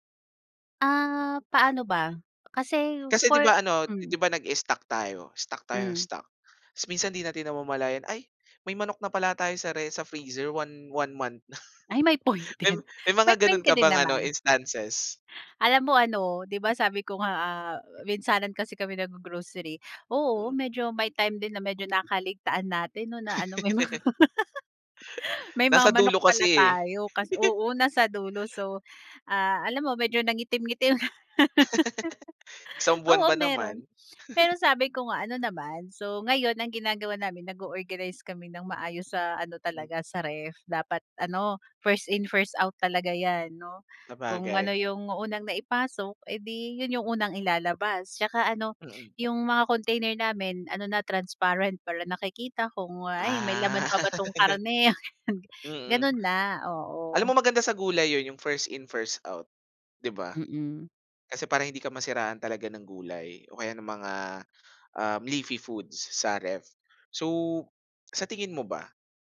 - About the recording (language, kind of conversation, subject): Filipino, podcast, Paano ka nakakatipid para hindi maubos ang badyet sa masustansiyang pagkain?
- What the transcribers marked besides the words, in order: tapping; laughing while speaking: "point din"; laughing while speaking: "na"; giggle; laughing while speaking: "may mga"; laugh; giggle; laugh; chuckle; laugh; laughing while speaking: "ganun"